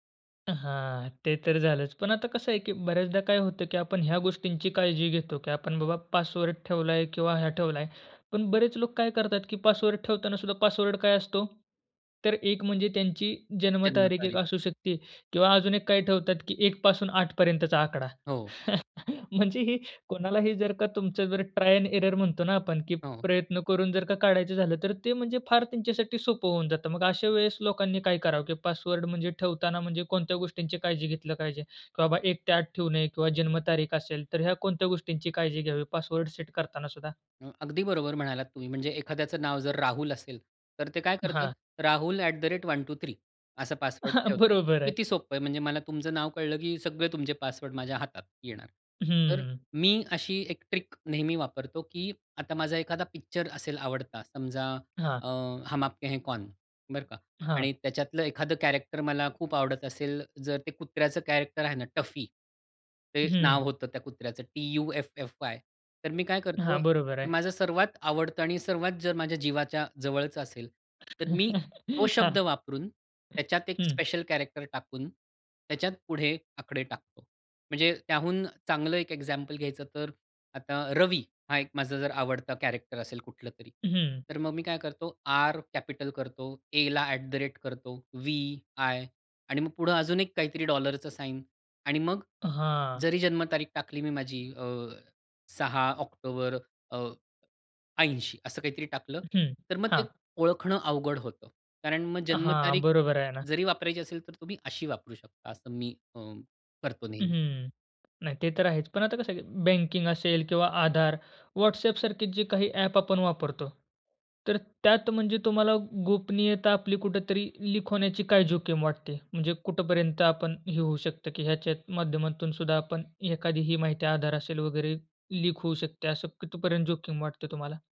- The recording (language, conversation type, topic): Marathi, podcast, ऑनलाइन गोपनीयता जपण्यासाठी तुम्ही काय करता?
- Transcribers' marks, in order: other background noise; chuckle; in English: "ट्राय एंड एरर"; chuckle; in English: "ट्रिक"; tapping; in English: "कॅरेक्टर"; in English: "कॅरेक्टर"; chuckle; in English: "स्पेशल कॅरेक्टर"; in English: "कॅरेक्टर"; in English: "कॅपिटल"; in English: "ॲट द रेट"; in English: "लीक"; in English: "लीक"